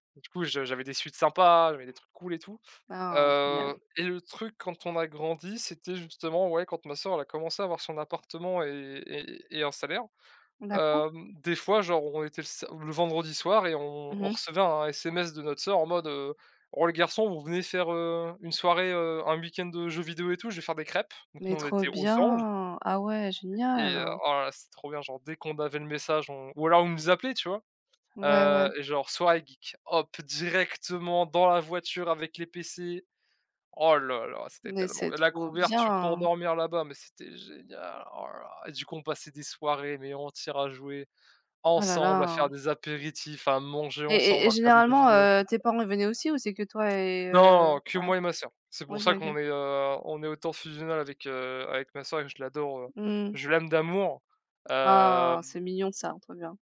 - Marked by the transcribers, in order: trusting: "Mais trop bien ! Ah ouais, génial !"; other background noise; trusting: "Mais c'est trop bien !"; drawn out: "Hem"
- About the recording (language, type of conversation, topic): French, unstructured, Quel est ton meilleur souvenir d’enfance ?